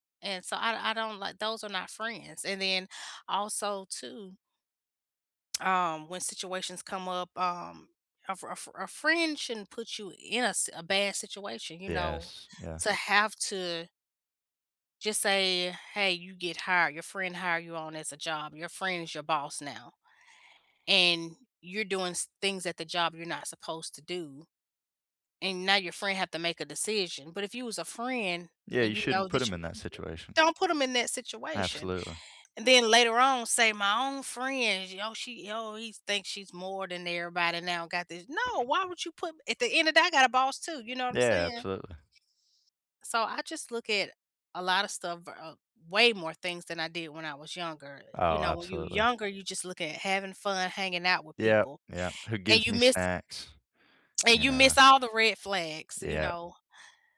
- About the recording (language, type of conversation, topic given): English, unstructured, What qualities do you value most in a close friend?
- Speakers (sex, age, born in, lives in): female, 40-44, United States, United States; male, 18-19, United States, United States
- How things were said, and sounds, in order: other background noise; tapping; stressed: "way"